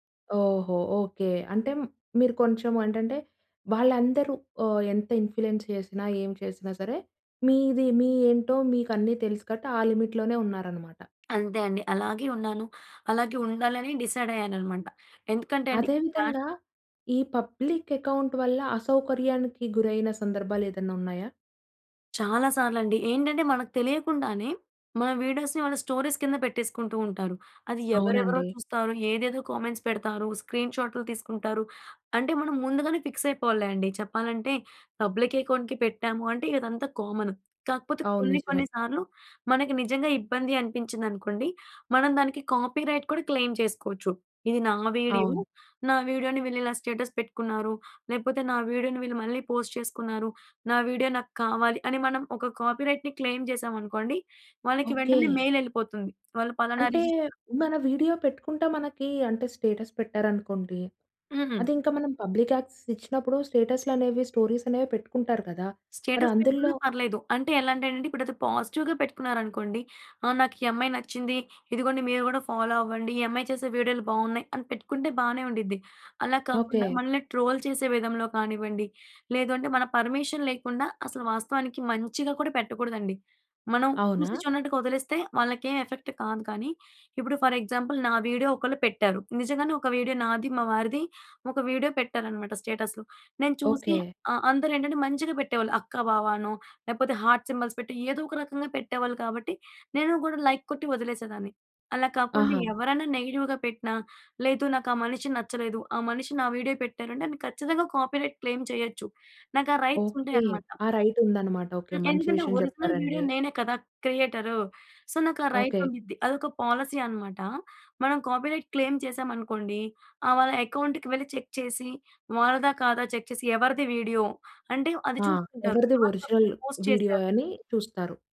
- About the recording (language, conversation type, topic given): Telugu, podcast, పబ్లిక్ లేదా ప్రైవేట్ ఖాతా ఎంచుకునే నిర్ణయాన్ని మీరు ఎలా తీసుకుంటారు?
- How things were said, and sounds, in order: in English: "ఇన్ఫ్లుయెన్స్"; in English: "లిమిట్‌లోనే"; tapping; in English: "డిసైడ్"; in English: "పబ్లిక్ అకౌంట్"; in English: "వీడియోస్‌ని"; in English: "స్టోరీస్"; in English: "కామెంట్స్"; in English: "ఫిక్స్"; in English: "పబ్లిక్ అకౌంట్‌కి"; in English: "కామన్"; in English: "కాపీరైట్"; in English: "క్లెయిమ్"; in English: "స్టేటస్"; in English: "పోస్ట్"; in English: "కాపీరైట్‌ని క్లెయిమ్"; in English: "మెయిల్"; in English: "రిజిస్టర్"; in English: "వీడియో"; in English: "స్టేటస్"; in English: "పబ్లిక్ యాక్సెస్"; in English: "స్టోరీస్"; in English: "స్టేటస్"; in English: "పాజిటివ్‌గా"; in English: "ఫాలో"; in English: "ట్రోల్"; in English: "పర్మిషన్"; in English: "ఎఫెక్ట్"; in English: "ఫర్ ఎగ్జాంపుల్"; in English: "వీడియో"; in English: "స్టేటస్‌లో"; in English: "హార్ట్ సింబల్స్"; in English: "లైక్"; in English: "నెగెటివ్‌గా"; in English: "కాపీరైట్ క్లెయిమ్"; in English: "రైట్స్"; in English: "రైట్"; in English: "ఒరిజినల్"; in English: "సో"; in English: "రైట్"; in English: "పాలసీ"; in English: "కాపీరైట్ క్లైమ్"; in English: "అకౌంట్‌కి"; in English: "చెక్"; in English: "చెక్"; in English: "ఒరిజినల్"; in English: "ఫస్ట్ పోస్ట్"